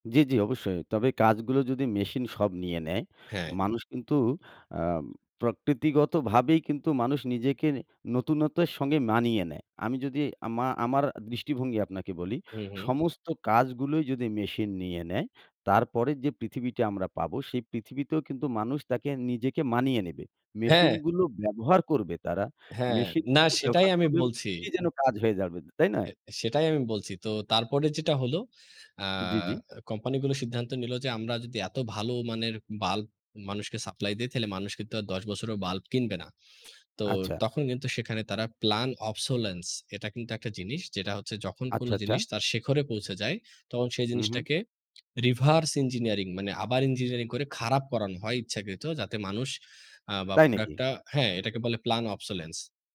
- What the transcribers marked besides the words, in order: unintelligible speech; other background noise; in English: "প্লান অবসোলেন্স"; in English: "রিভার্স"; tapping; in English: "প্লান অবসোলেন্স"
- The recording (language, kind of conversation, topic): Bengali, unstructured, স্বয়ংক্রিয় প্রযুক্তি কি মানুষের চাকরি কেড়ে নিচ্ছে?